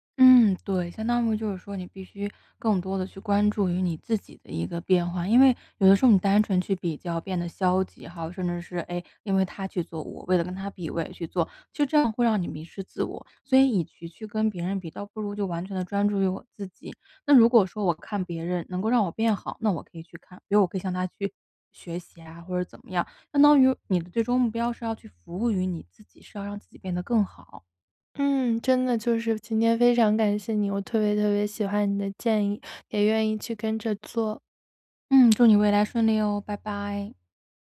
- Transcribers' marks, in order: "于" said as "模"; "与其" said as "以渠"
- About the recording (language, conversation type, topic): Chinese, advice, 我总是容易被消极比较影响情绪，该怎么做才能不让心情受影响？